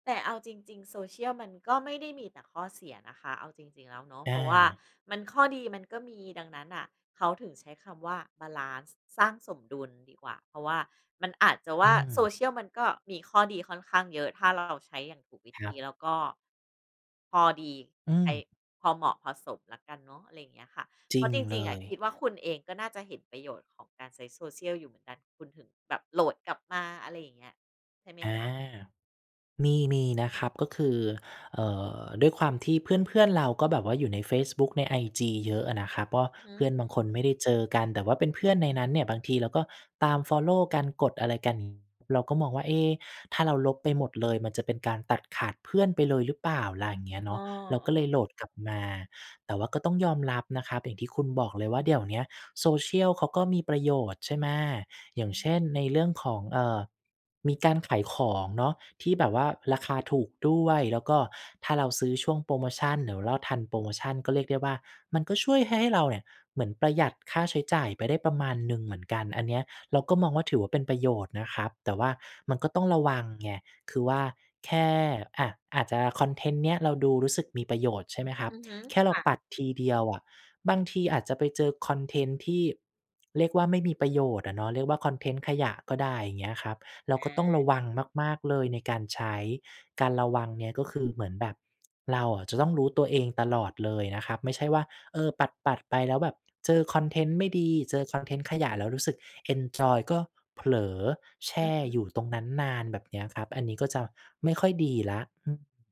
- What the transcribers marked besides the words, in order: in English: "เอนจอย"
- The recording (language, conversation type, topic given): Thai, podcast, คุณมีวิธีสร้างสมดุลระหว่างชีวิตออนไลน์กับชีวิตจริงอย่างไร?